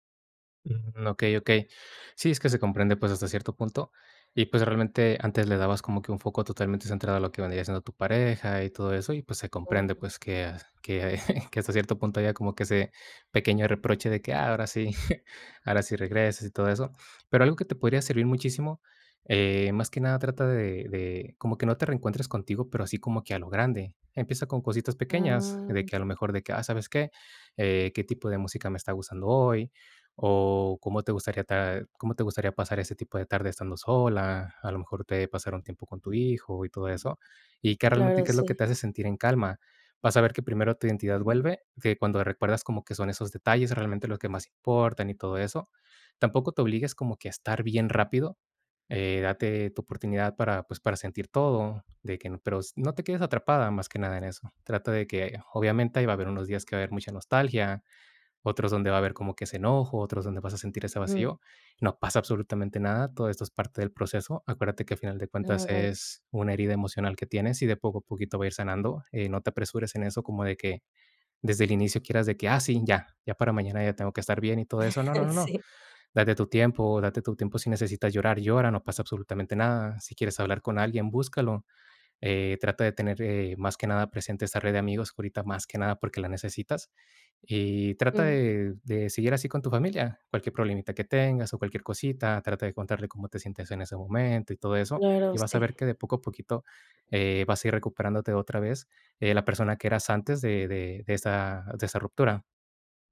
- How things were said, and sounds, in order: chuckle; chuckle; tapping; other background noise; chuckle
- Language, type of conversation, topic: Spanish, advice, ¿Cómo puedo recuperar mi identidad tras una ruptura larga?